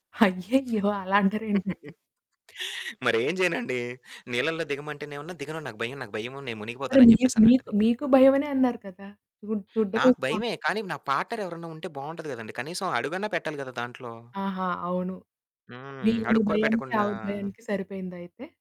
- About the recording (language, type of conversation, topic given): Telugu, podcast, సముద్రతీరంలో మీరు అనుభవించిన ప్రశాంతత గురించి వివరంగా చెప్పగలరా?
- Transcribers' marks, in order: laughing while speaking: "అయ్యయ్యో! అలా అంటారేంటండి?"; chuckle; static; in English: "పార్ట్‌నర్"